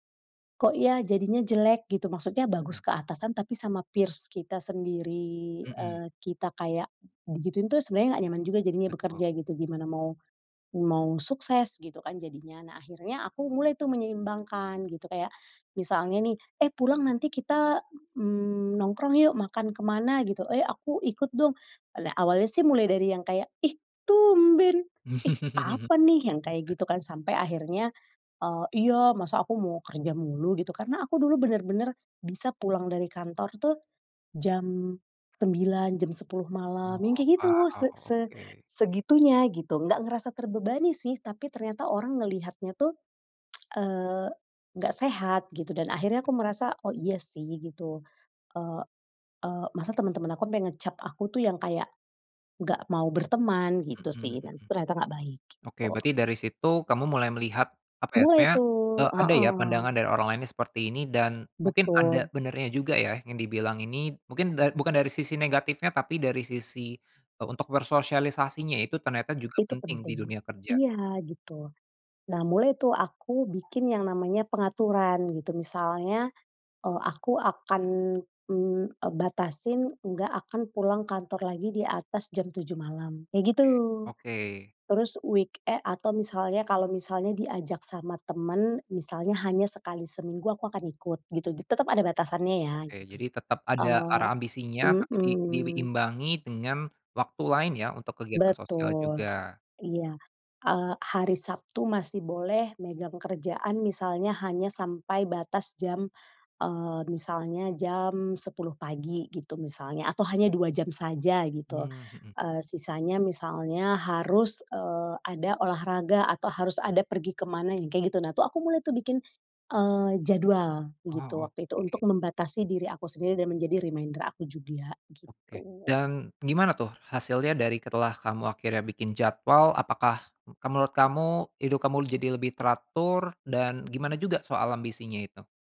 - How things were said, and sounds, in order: in English: "peers"; other background noise; laugh; tongue click; tapping; "sampai" said as "ampe"; in English: "reminder"; "setelah" said as "ketelah"
- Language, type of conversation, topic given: Indonesian, podcast, Bagaimana kita menyeimbangkan ambisi dan kualitas hidup saat mengejar kesuksesan?